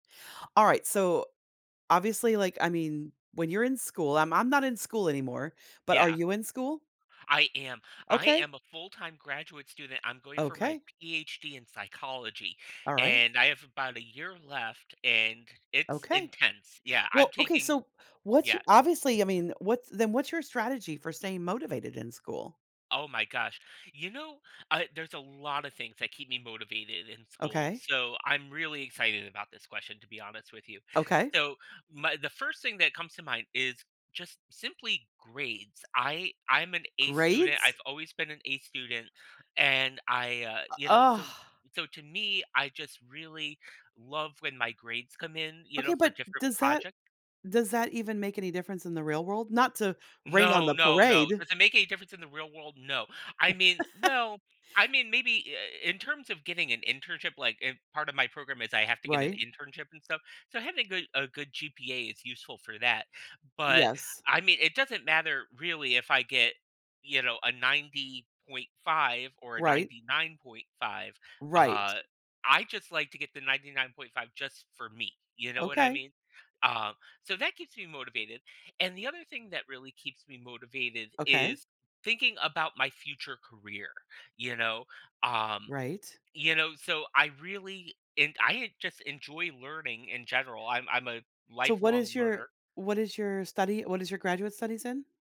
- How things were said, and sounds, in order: laugh
- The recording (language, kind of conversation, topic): English, unstructured, How do you keep yourself motivated to learn and succeed in school?
- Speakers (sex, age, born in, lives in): female, 55-59, United States, United States; male, 45-49, United States, United States